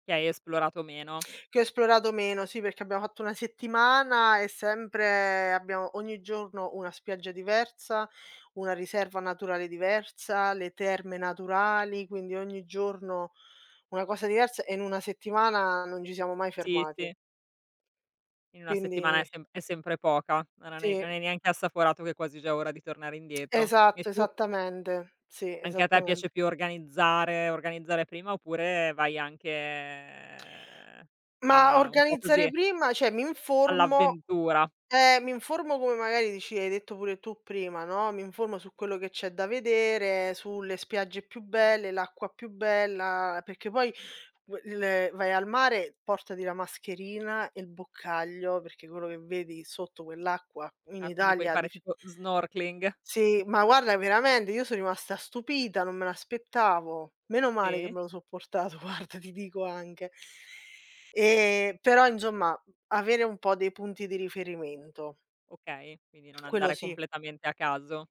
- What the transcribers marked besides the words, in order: other background noise; "ci" said as "gi"; drawn out: "ehm"; "cioè" said as "ceh"; "veramente" said as "veramende"; laughing while speaking: "guarda"; "insomma" said as "inzomma"
- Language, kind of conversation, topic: Italian, unstructured, Come ti piace scoprire una nuova città o un nuovo paese?